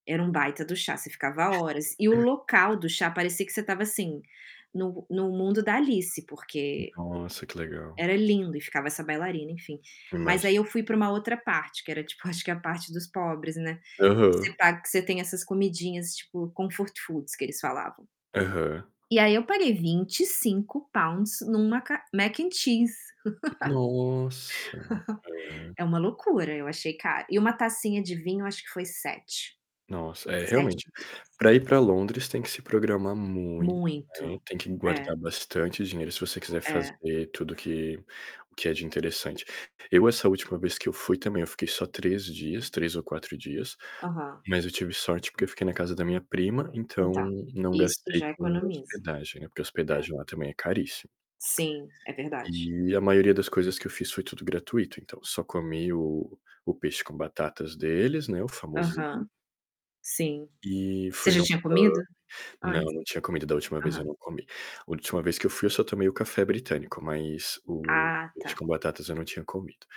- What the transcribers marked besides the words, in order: unintelligible speech; tapping; distorted speech; in English: "comfort foods"; in English: "Mac and Cheese"; laugh; other background noise; in English: "pub"
- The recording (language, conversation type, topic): Portuguese, unstructured, Como você se preparou para uma viagem que exigiu um grande planejamento?